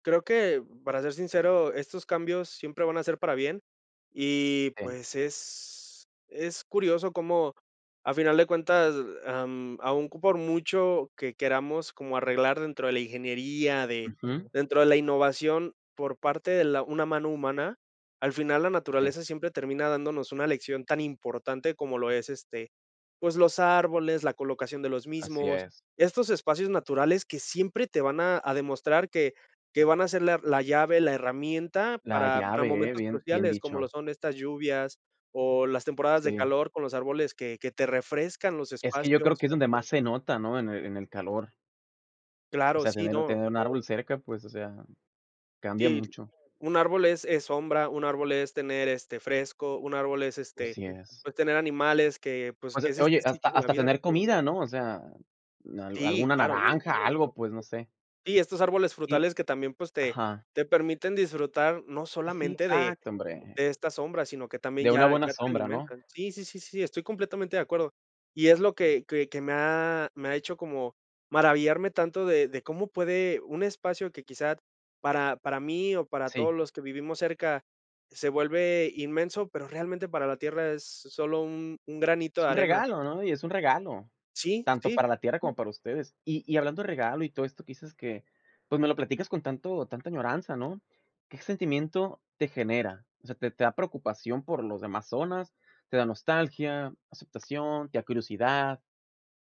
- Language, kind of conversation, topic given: Spanish, podcast, ¿Has notado cambios en la naturaleza cerca de casa?
- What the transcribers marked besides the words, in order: other background noise